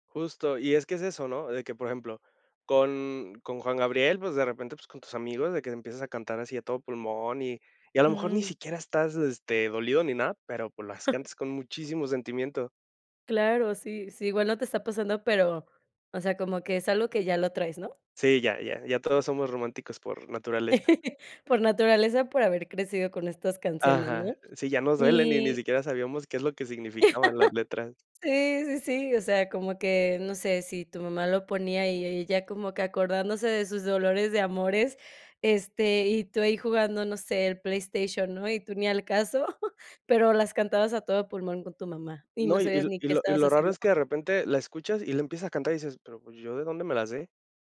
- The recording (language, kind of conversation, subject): Spanish, podcast, ¿Cómo ha influido tu familia en tus gustos musicales?
- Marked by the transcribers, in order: chuckle; laugh; laugh; chuckle; chuckle